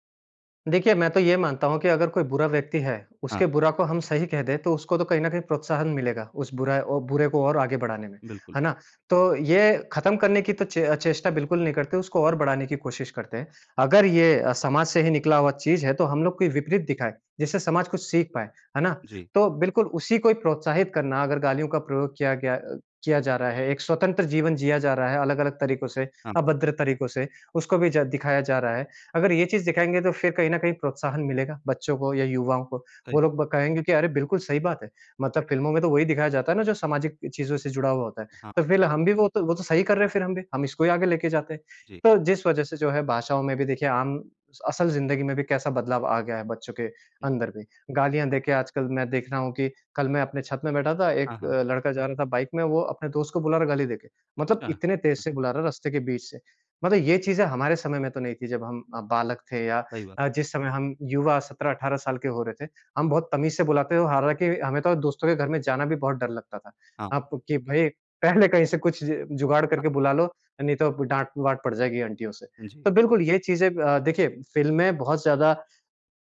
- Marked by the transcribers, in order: other background noise; laughing while speaking: "पहले"; in English: "आंटियों"
- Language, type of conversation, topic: Hindi, podcast, सोशल मीडिया ने फिल्में देखने की आदतें कैसे बदलीं?